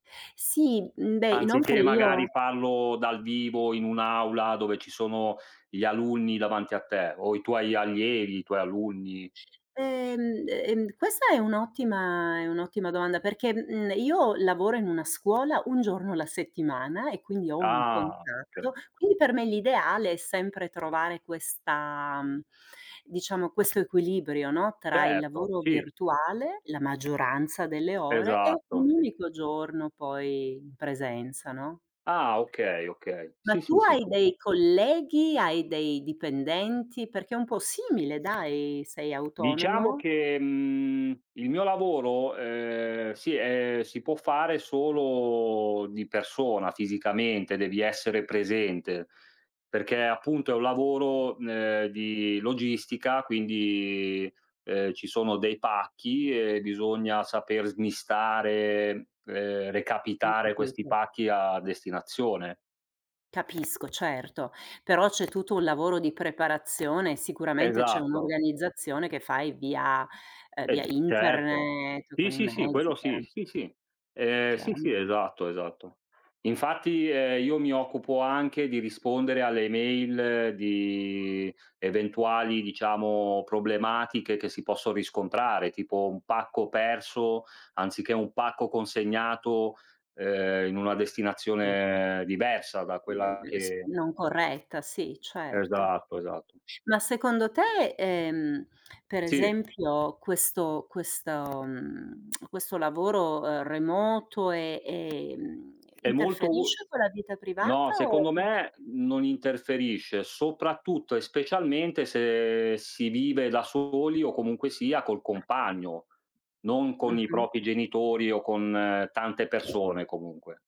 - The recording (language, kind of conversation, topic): Italian, unstructured, Qual è la tua opinione sul lavoro da remoto dopo la pandemia?
- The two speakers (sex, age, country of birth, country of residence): female, 50-54, Italy, United States; male, 40-44, Italy, Italy
- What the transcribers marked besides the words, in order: other background noise; drawn out: "Ah"; tapping; drawn out: "ehm"; drawn out: "solo"; dog barking; unintelligible speech; lip smack; "propri" said as "propi"